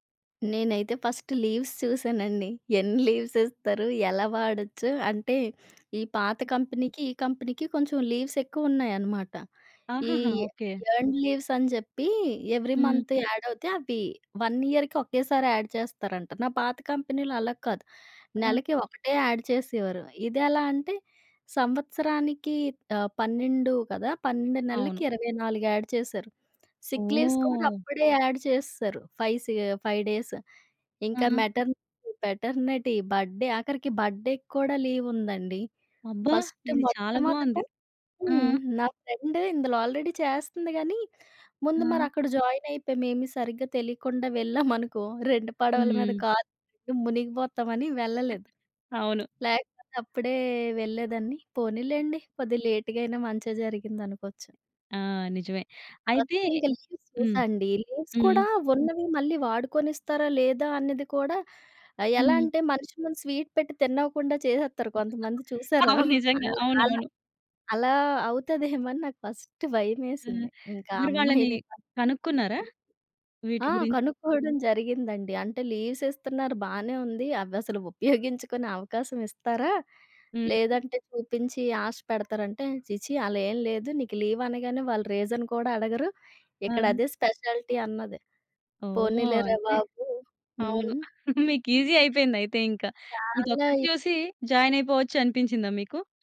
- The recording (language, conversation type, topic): Telugu, podcast, ఉద్యోగ మార్పు కోసం ఆర్థికంగా ఎలా ప్లాన్ చేసావు?
- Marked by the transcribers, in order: in English: "ఫస్ట్ లీవ్స్"; chuckle; in English: "లీవ్స్"; in English: "కంపెనీకి"; other background noise; in English: "కంపెనీకి"; in English: "లీవ్స్"; in English: "ఎర్న్‌డ్ లీవ్స్"; in English: "ఎవరీ మంత్ యాడ్"; in English: "వన్ ఇయర్‌కి"; in English: "యాడ్"; in English: "కంపెనీలో"; in English: "యాడ్"; in English: "యాడ్"; in English: "సిక్ లీవ్స్"; in English: "యాడ్"; in English: "ఫై‌వ్ సీ ఫైవ్ డేస్"; in English: "మెటర్నిటీ, పెటర్‌నిటీ, బర్త్‌డే"; in English: "బర్త్‌డేకి"; in English: "లీవ్"; in English: "ఫస్ట్"; in English: "ఫ్రెండ్"; in English: "ఆల్‌రెడీ"; in English: "జాయిన్"; chuckle; in English: "లేట్‌గా"; tapping; in English: "ఫస్ట్"; in English: "లీవ్స్"; in English: "లీవ్స్"; in English: "స్వీట్"; laugh; unintelligible speech; chuckle; in English: "ఫస్ట్"; unintelligible speech; in English: "లీవ్స్"; in English: "లీవ్"; in English: "రీజన్"; in English: "స్పెషాలిటీ"; chuckle; in English: "ఈజీ"; in English: "జాయిన్"